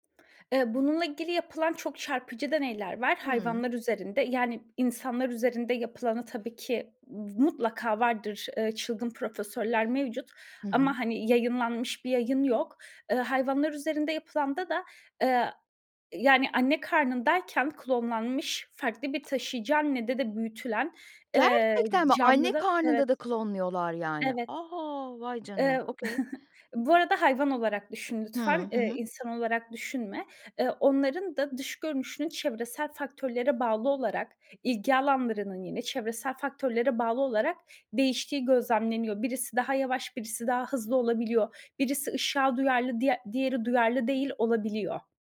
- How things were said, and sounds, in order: other noise; other background noise; tapping; surprised: "Gerçekten mi? Anne karnında da klonluyorlar, yani"; chuckle; in English: "okay"
- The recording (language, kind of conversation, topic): Turkish, podcast, DNA testleri aile hikâyesine nasıl katkı sağlar?